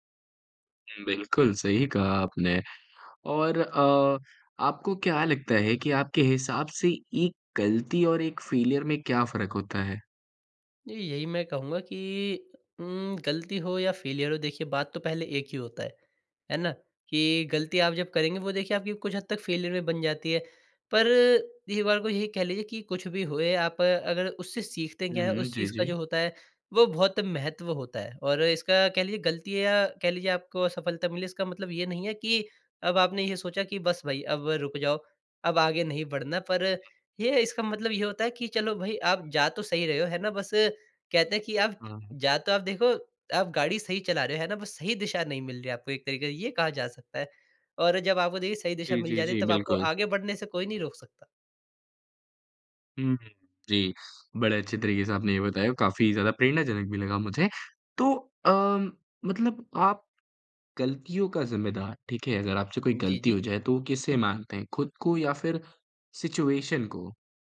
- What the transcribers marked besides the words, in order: in English: "फ़ेलियर"; in English: "फ़ेलियर"; in English: "फ़ेलियर"; in English: "सिचुएशन"
- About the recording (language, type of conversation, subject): Hindi, podcast, गलतियों से आपने क्या सीखा, कोई उदाहरण बताएँ?
- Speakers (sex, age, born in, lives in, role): male, 20-24, India, India, guest; male, 20-24, India, India, host